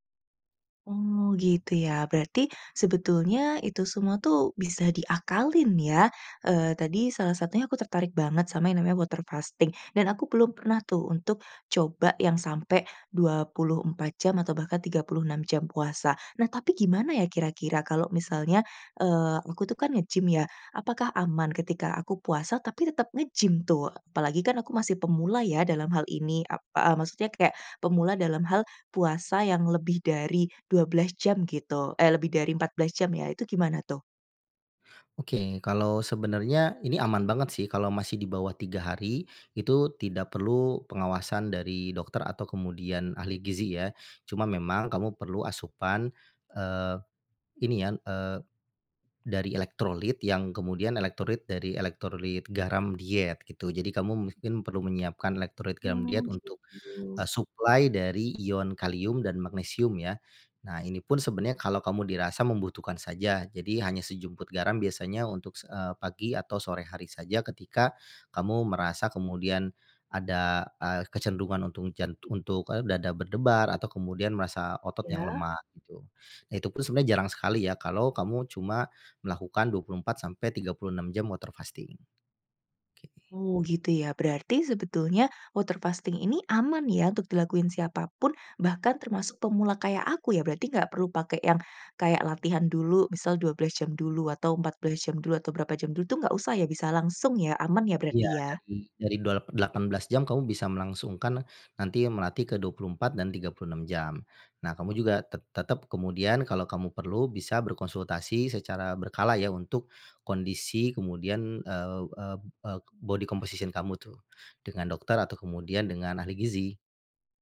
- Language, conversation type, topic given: Indonesian, advice, Bagaimana saya sebaiknya fokus dulu: menurunkan berat badan atau membentuk otot?
- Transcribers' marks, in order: in English: "water fasting"; "elektrolit" said as "elektroit"; "elektrolit" said as "elektorolit"; "elektrolit" said as "lektroit"; in English: "water fasting"; in English: "water fasting"; in English: "body composition"